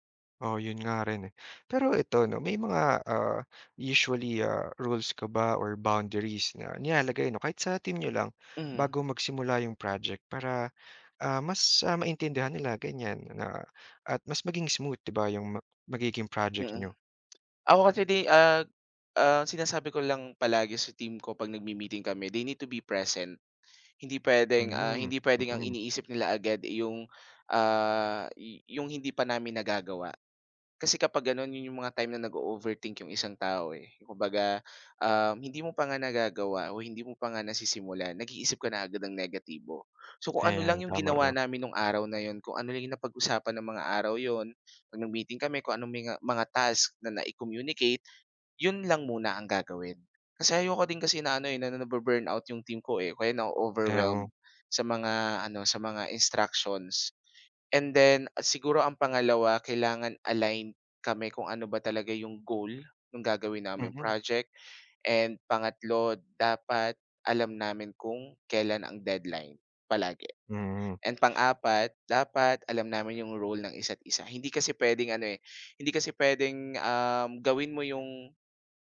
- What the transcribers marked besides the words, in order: tapping; in English: "they need to be present"
- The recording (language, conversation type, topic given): Filipino, podcast, Paano ka nakikipagtulungan sa ibang alagad ng sining para mas mapaganda ang proyekto?